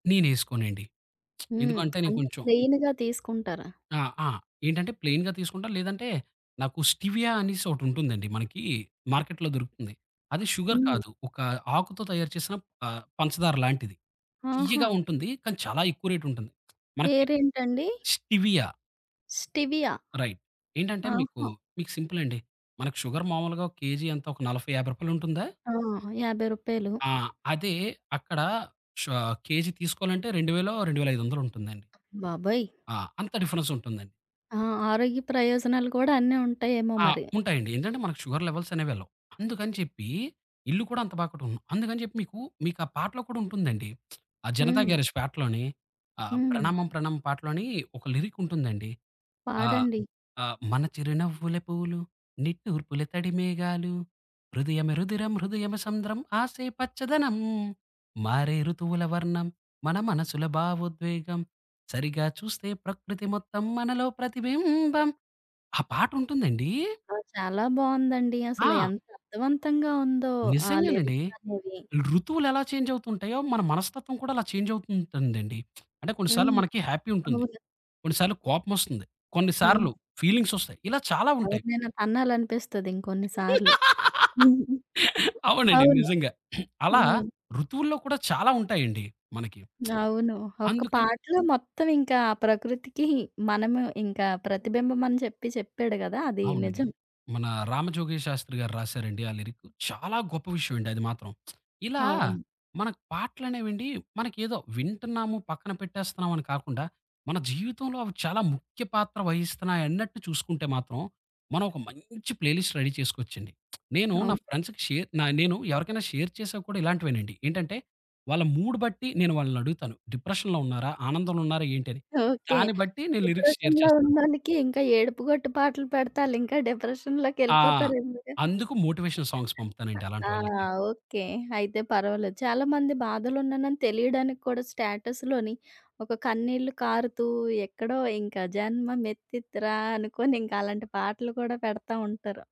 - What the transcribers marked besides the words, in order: lip smack; tapping; in English: "ప్లెయిన్‌గా"; in English: "స్టివియా"; in English: "షుగర్"; other background noise; in English: "స్టివియా"; in English: "స్టివియా"; in English: "రైట్"; in English: "షుగర్"; in English: "షుగర్ లెవెల్స్"; lip smack; in English: "లిరిక్"; singing: "మన చిరునవ్వులే పువ్వులు, నిట్టూర్పుల తడి … మొత్తం మనలో ప్రతిబింబం"; lip smack; in English: "హ్యాపీ"; laugh; throat clearing; giggle; lip smack; in English: "లిరిక్"; lip smack; stressed: "మంచి"; in English: "ప్లేలిస్ట్ రెడీ"; lip smack; in English: "ఫ్రెండ్స్‌కి షేర్"; in English: "షేర్"; in English: "మూడ్"; in English: "డిప్రెషన్‌లో"; in English: "డిప్రెషన్‌లో"; in English: "లిరిక్స్ షేర్"; in English: "డిప్రెషన్‌లోకెళ్లిపోతారందుకు?"; in English: "మోటివేషనల్ సాంగ్స్"; in English: "స్టేటస్‌లోనే"; singing: "జన్మమెత్తితిరా"
- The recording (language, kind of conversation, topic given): Telugu, podcast, నువ్వు ఇతరులతో పంచుకునే పాటల జాబితాను ఎలా ప్రారంభిస్తావు?